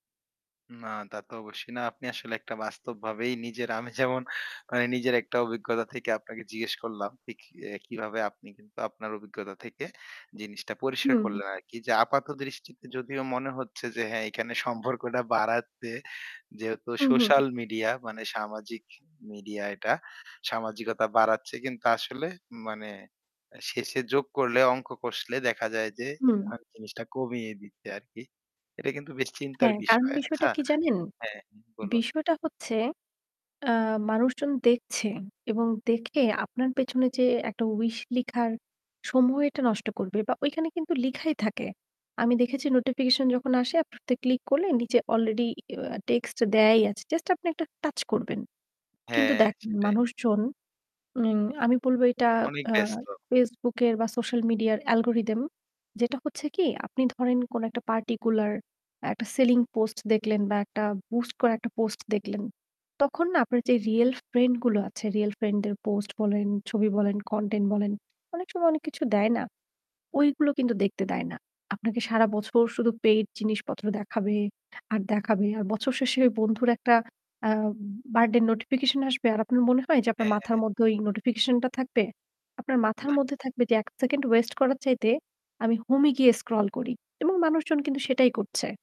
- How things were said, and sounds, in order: laughing while speaking: "আমি যেমন"; static; laughing while speaking: "সম্পর্কটা বাড়াতে"; unintelligible speech; lip smack; distorted speech
- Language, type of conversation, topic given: Bengali, podcast, তুমি কি মনে করো, ভবিষ্যতে সামাজিক মাধ্যম আমাদের সম্পর্কগুলো বদলে দেবে?